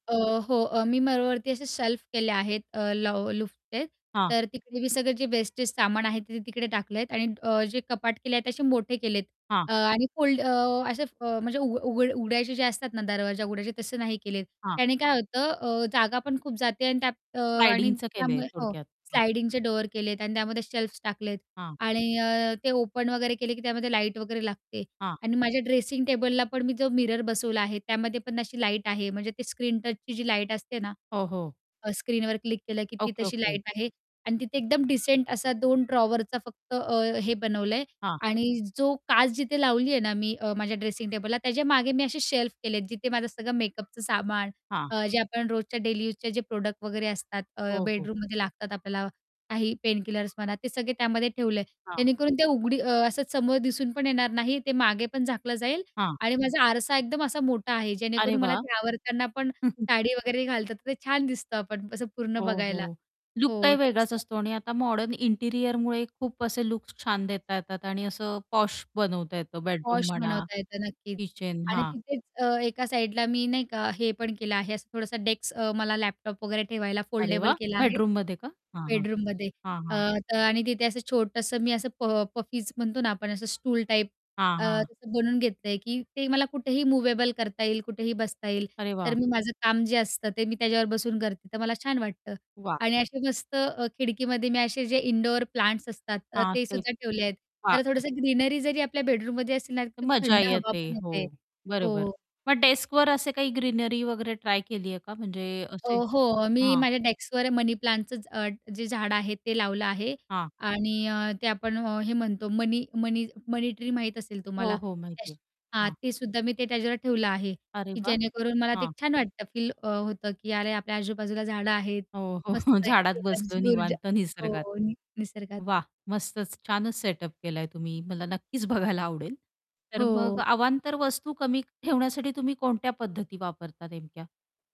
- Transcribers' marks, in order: in English: "शेल्फ"; in English: "लुफ्टचे"; "लाॅफ्टचे" said as "लुफ्टचे"; in English: "स्लाइडिंगचं"; in English: "शेल्फ्स"; in English: "ओपन"; in English: "मिरर"; in English: "डिसेंट"; in English: "शेल्फ"; in English: "प्रॉडक्ट"; in English: "पेन किलर्स"; chuckle; static; distorted speech; in English: "इंटिरियरमुळे"; in English: "फोल्डेबल"; mechanical hum; other noise; laughing while speaking: "झाडात बसलो निवांत, निसर्गात"; in English: "सेटअप"; laughing while speaking: "बघायला आवडेल"; other background noise
- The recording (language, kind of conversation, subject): Marathi, podcast, छोटं घर अधिक मोकळं आणि आरामदायी कसं बनवता?